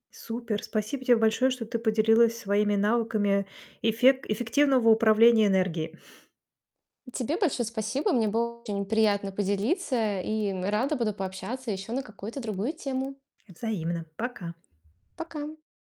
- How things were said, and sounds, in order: distorted speech
- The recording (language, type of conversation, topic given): Russian, podcast, Как ты обычно восстанавливаешь энергию в середине тяжёлого дня?